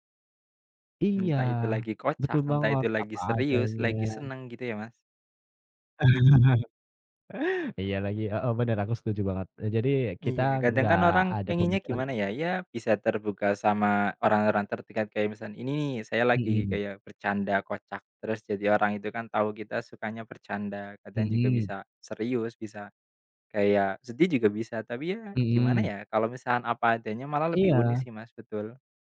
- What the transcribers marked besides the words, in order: chuckle; "misalkan" said as "misan"
- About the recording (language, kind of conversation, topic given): Indonesian, unstructured, Bagaimana cara kamu mengatasi tekanan untuk menjadi seperti orang lain?
- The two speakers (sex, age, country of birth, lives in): female, 18-19, Indonesia, Indonesia; male, 25-29, Indonesia, Indonesia